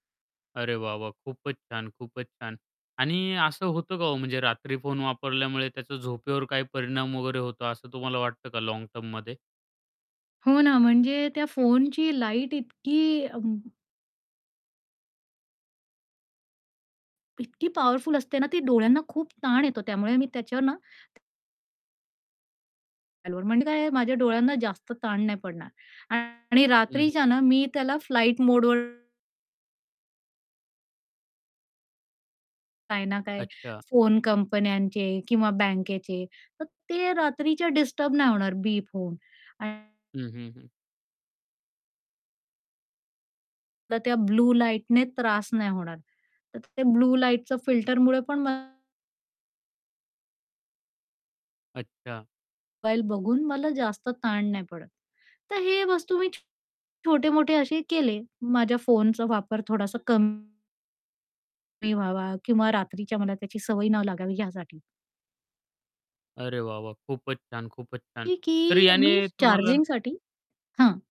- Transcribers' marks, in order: tapping; unintelligible speech; distorted speech; mechanical hum; static
- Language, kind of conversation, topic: Marathi, podcast, रात्री फोन वापरण्याची तुमची पद्धत काय आहे?